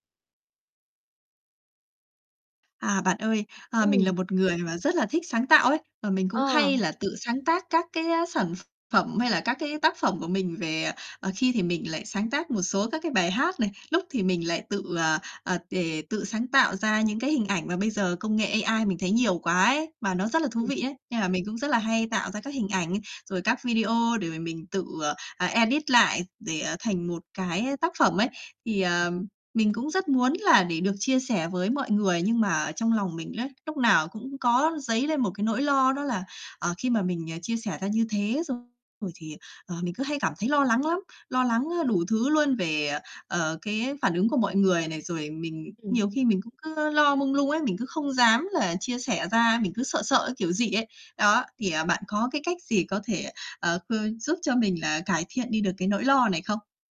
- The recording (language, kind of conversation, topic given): Vietnamese, advice, Bạn lo lắng điều gì nhất khi muốn chia sẻ tác phẩm sáng tạo của mình với người khác?
- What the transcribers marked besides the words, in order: other background noise; tapping; distorted speech; in English: "edit"; unintelligible speech